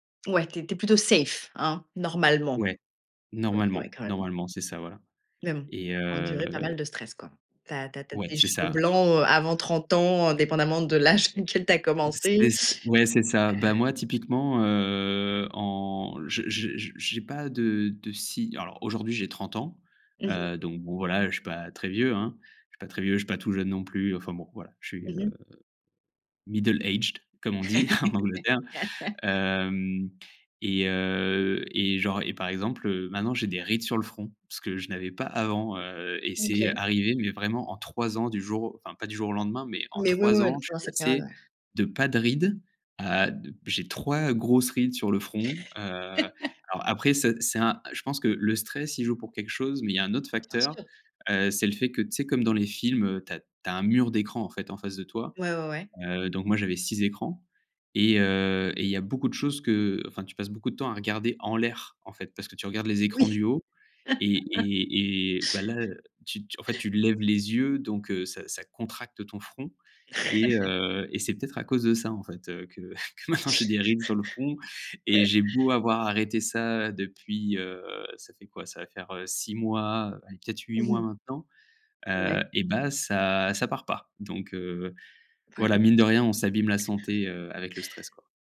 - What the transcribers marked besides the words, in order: in English: "safe"; tapping; drawn out: "heu"; in English: "middle aged"; chuckle; chuckle; other background noise; laugh; laugh; laugh; chuckle; unintelligible speech; chuckle
- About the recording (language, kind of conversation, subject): French, podcast, Comment choisir entre la sécurité et l’ambition ?